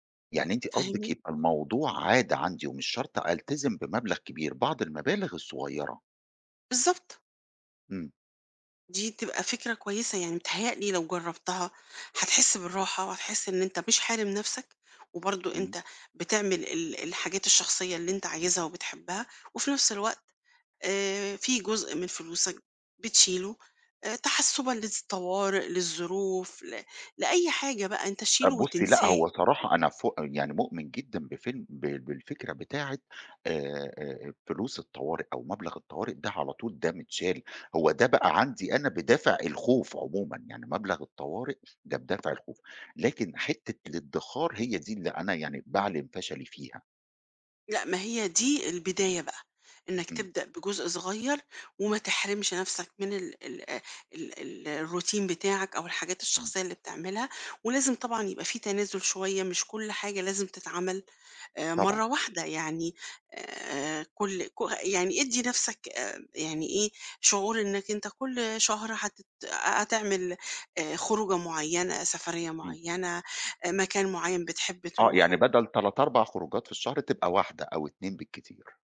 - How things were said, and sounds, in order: tapping; in English: "الRoutine"
- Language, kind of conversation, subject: Arabic, advice, إزاي أتعامل مع قلقي عشان بأجل الادخار للتقاعد؟